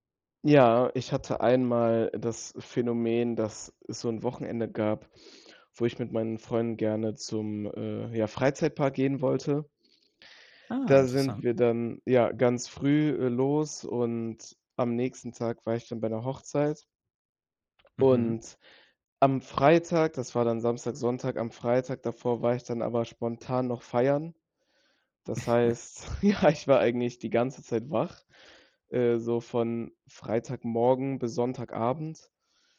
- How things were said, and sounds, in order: other background noise; chuckle; laughing while speaking: "ja, ich war"
- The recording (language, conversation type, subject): German, podcast, Welche Rolle spielt Schlaf für dein Wohlbefinden?
- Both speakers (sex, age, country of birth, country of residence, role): male, 18-19, Germany, Germany, guest; male, 25-29, Germany, Germany, host